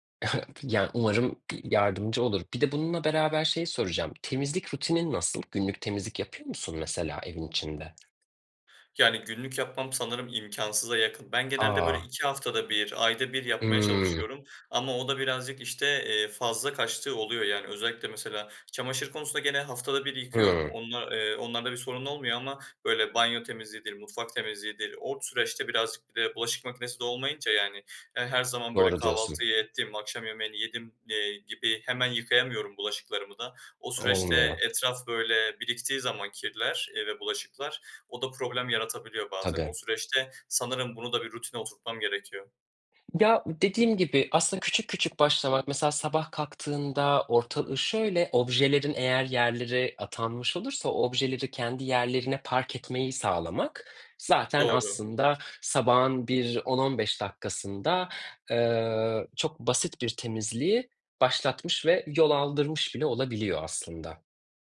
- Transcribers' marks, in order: chuckle; other background noise; tapping
- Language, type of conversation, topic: Turkish, advice, Çalışma alanının dağınıklığı dikkatini ne zaman ve nasıl dağıtıyor?